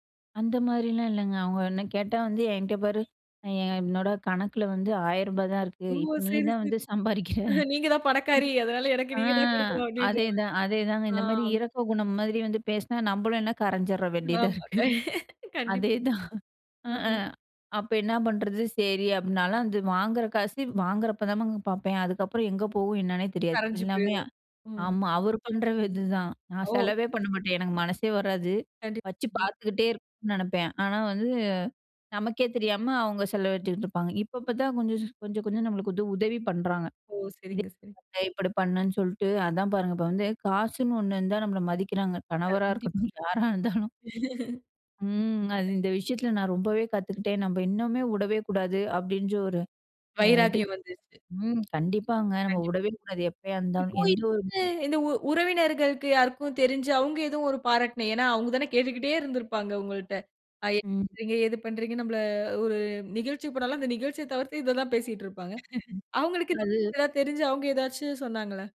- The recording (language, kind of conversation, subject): Tamil, podcast, மீண்டும் ஆர்வம் வர உதவிய ஒரு சிறிய ஊக்கமளிக்கும் சம்பவத்தைப் பகிர முடியுமா?
- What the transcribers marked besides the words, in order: laughing while speaking: "நீங்க தான் பணக்காரி, அதனால எனக்கு நீ தான் கொடுக்கணும்"; other noise; laughing while speaking: "வேண்டியதா இருக்கு. அதேதான்"; chuckle; laughing while speaking: "யாரா இருந்தாலும்!"; chuckle; tapping; chuckle